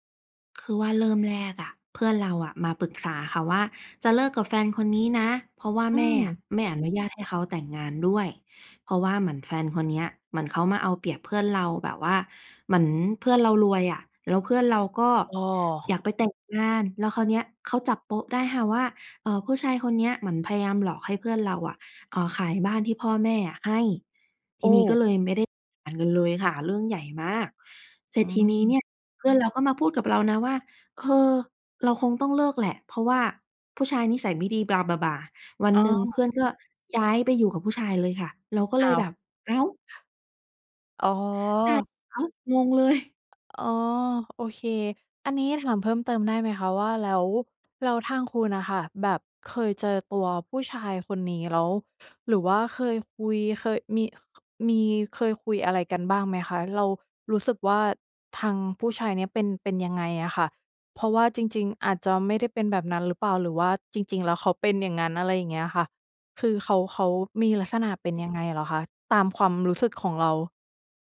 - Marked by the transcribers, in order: unintelligible speech; other background noise
- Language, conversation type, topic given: Thai, advice, เพื่อนสนิทของคุณเปลี่ยนไปอย่างไร และความสัมพันธ์ของคุณกับเขาหรือเธอเปลี่ยนไปอย่างไรบ้าง?